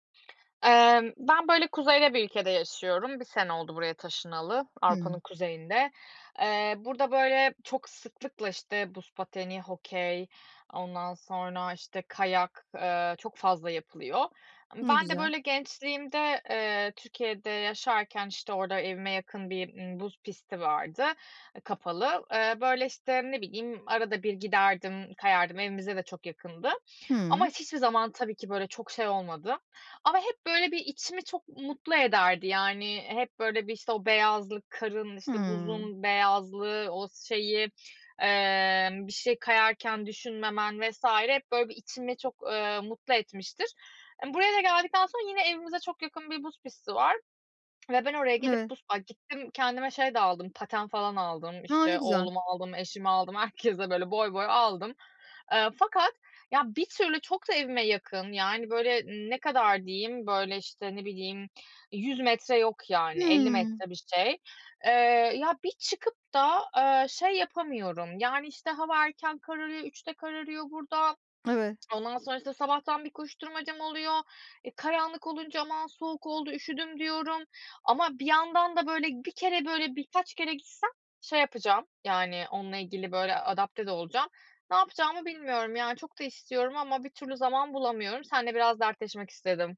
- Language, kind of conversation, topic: Turkish, advice, İş ve sorumluluklar arasında zaman bulamadığım için hobilerimi ihmal ediyorum; hobilerime düzenli olarak nasıl zaman ayırabilirim?
- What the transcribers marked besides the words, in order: other background noise